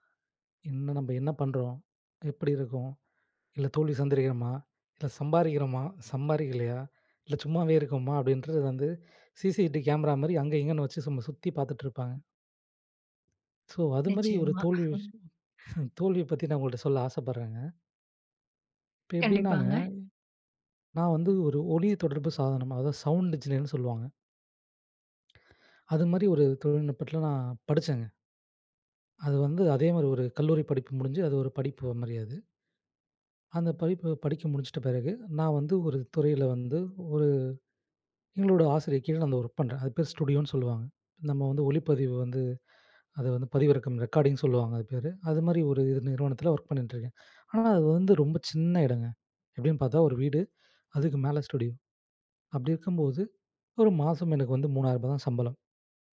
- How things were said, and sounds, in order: "சந்திக்கிறோமா" said as "சந்திரிக்கிறோமா"; in English: "சி-சி-டி கேமரா"; chuckle; inhale; in English: "சவுண்ட் என்ஜினியர்ன்னு"; in English: "ரெக்கார்டிங்"
- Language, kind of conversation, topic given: Tamil, podcast, தோல்விகள் உங்கள் படைப்பை எவ்வாறு மாற்றின?